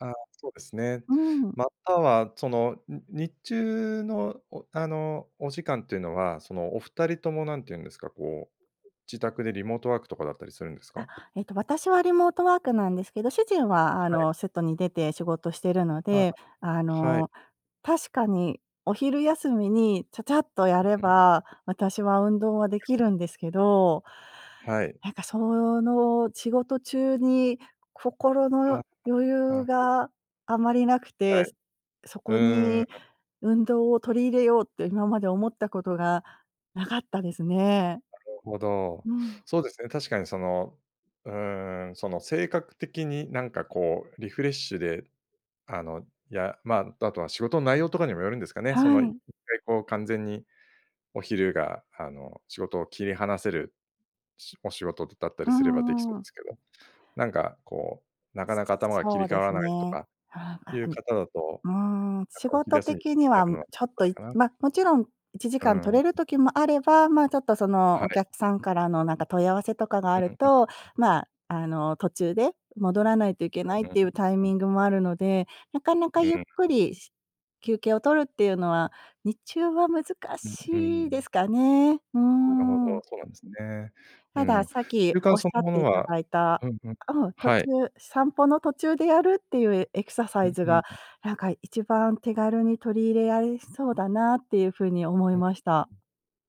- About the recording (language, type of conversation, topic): Japanese, advice, 家族の都合で運動を優先できないとき、どうすれば運動の時間を確保できますか？
- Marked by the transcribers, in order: unintelligible speech; other background noise; unintelligible speech; tapping; unintelligible speech